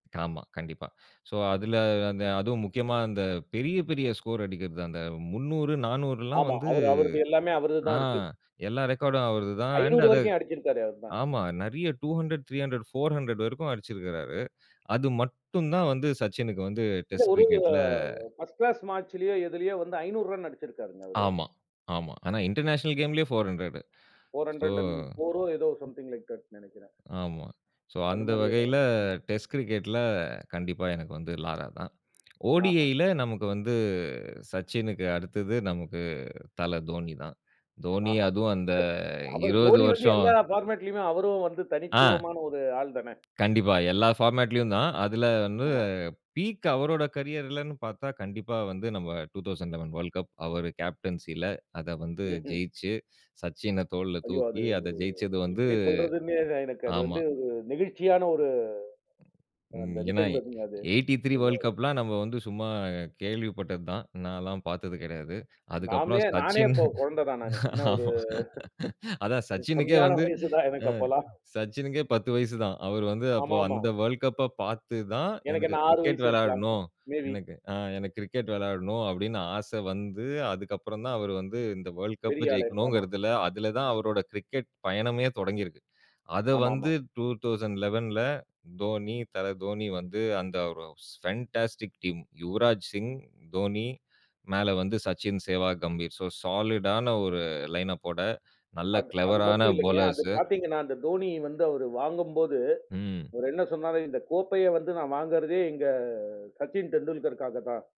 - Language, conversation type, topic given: Tamil, podcast, இந்தப் பொழுதுபோக்கைத் தொடங்க விரும்பும் ஒருவருக்கு நீங்கள் என்ன ஆலோசனை சொல்வீர்கள்?
- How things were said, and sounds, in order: in English: "ஸ்கோர்"; in English: "ரெக்கார்டும்"; in English: "ஃபர்ஸ்ட் கிளாஸ் மேட்ச்லயோ"; other noise; in English: "இன்டர்நேஷனல் கேம்லேயே"; in English: "சம்திங் லைக் தட்னு"; swallow; laugh; in English: "ஃபார்மட்லேயுமே"; in English: "ஃபார்மட்லயும்"; unintelligible speech; in English: "பீக்"; in English: "கேரியர்லன்னு"; in English: "டூ தொளசன்ட் லெவன் வேர்ல்ட் கப்"; in English: "எயிட்டி த்ரீ வேர்ல்ட் கப்லாம்"; unintelligible speech; laugh; laughing while speaking: "ஆமா"; chuckle; unintelligible speech; laughing while speaking: "கம்மியான வயசு தான், எனக்கு அப்போலாம்"; in English: "வேர்ல்ட் கப்ப"; unintelligible speech; in English: "ஃபேன்டாஸ்டிக் டீம்"; in English: "சாலிடான"; in English: "கிளெவரான"